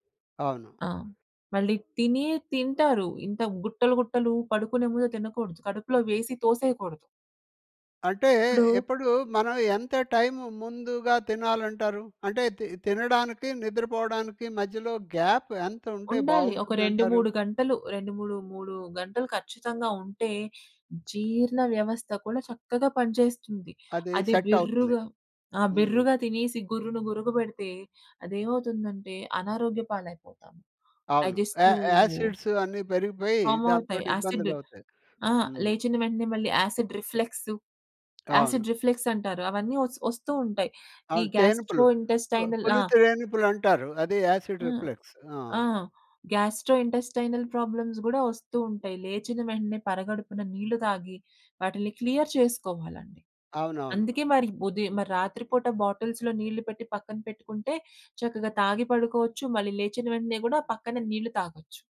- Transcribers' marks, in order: other background noise; in English: "గ్యాప్"; in English: "సెట్"; in English: "ఫార్మ్"; in English: "యాసిడ్"; in English: "యాసిడ్ రిఫ్లెక్స్, యాసిడ్"; tapping; in English: "గ్యాస్ట్రో ఇంటెస్టైనల్"; in English: "యాసిడ్ రిఫ్లెక్స్"; in English: "గ్యాస్ట్రో ఇంటెస్టైనల్ ప్రాబ్లమ్స్"; in English: "క్లియర్"; in English: "బాటిల్స్‌లో"
- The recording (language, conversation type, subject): Telugu, podcast, రాత్రి నిద్రకు వెళ్లే ముందు మీరు సాధారణంగా ఏమేమి అలవాట్లు పాటిస్తారు?